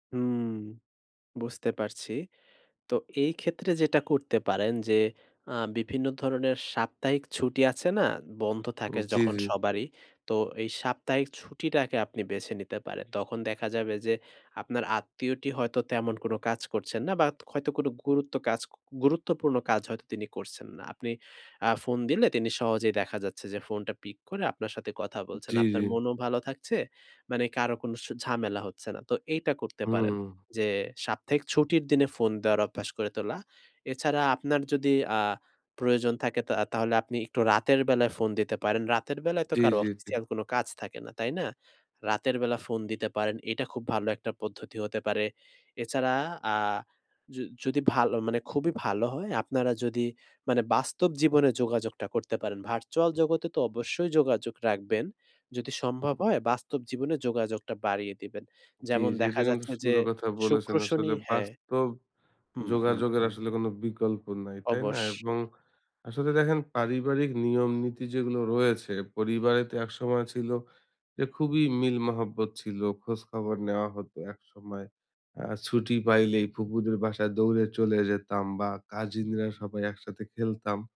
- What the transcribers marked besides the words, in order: horn; other background noise
- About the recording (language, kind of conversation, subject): Bengali, advice, পারিবারিক প্যাটার্ন বদলাতে আমরা কীভাবে আরও কার্যকরভাবে যোগাযোগ করতে পারি?